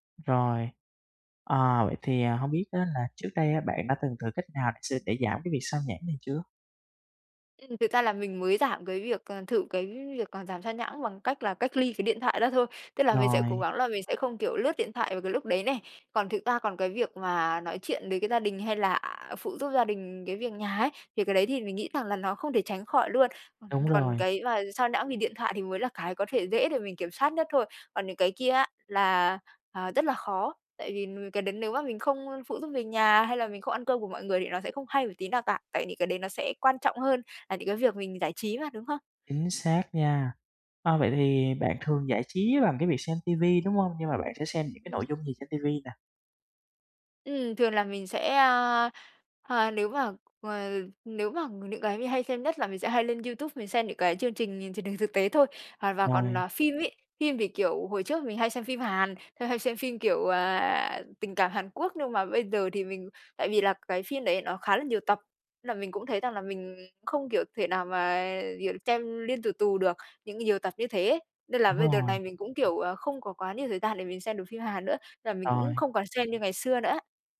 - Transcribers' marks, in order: tapping; other background noise; other noise
- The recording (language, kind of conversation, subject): Vietnamese, advice, Làm sao để tránh bị xao nhãng khi xem phim hoặc nghe nhạc ở nhà?